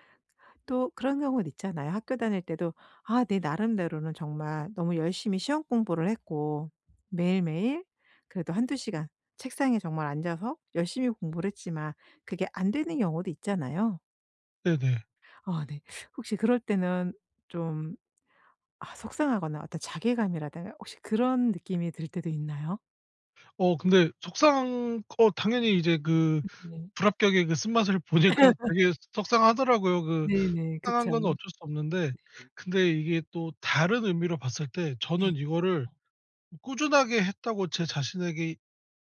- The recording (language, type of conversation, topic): Korean, podcast, 요즘 꾸준함을 유지하는 데 도움이 되는 팁이 있을까요?
- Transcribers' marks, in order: laughing while speaking: "보니까"; laugh; other background noise